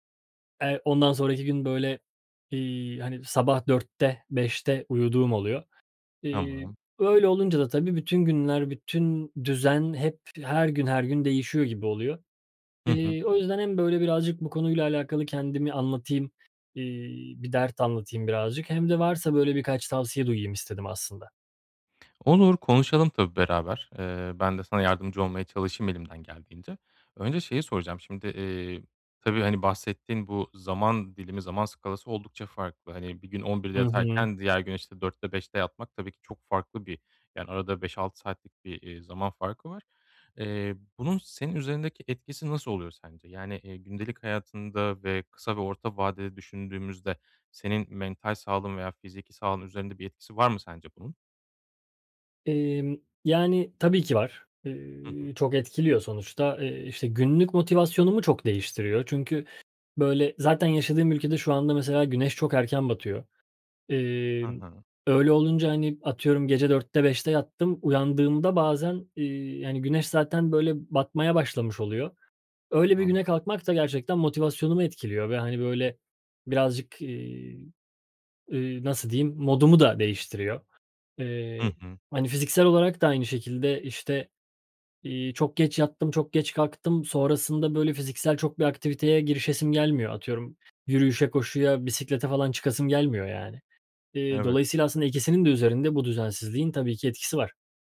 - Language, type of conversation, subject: Turkish, advice, Uyku saatimi düzenli hale getiremiyorum; ne yapabilirim?
- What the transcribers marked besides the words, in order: tapping